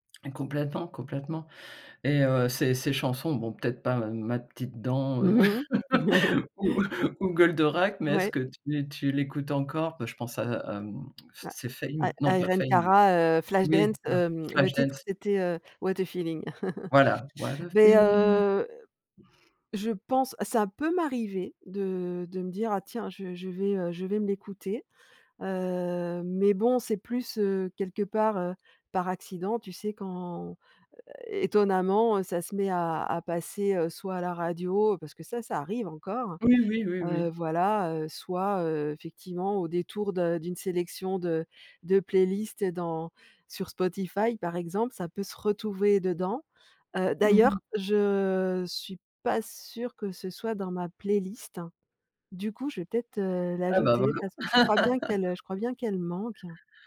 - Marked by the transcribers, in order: chuckle; laughing while speaking: "ou ou"; tsk; chuckle; singing: "what a feel"; in English: "what a feel"; laugh
- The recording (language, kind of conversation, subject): French, podcast, Te souviens-tu d’une chanson qui te ramène directement à ton enfance ?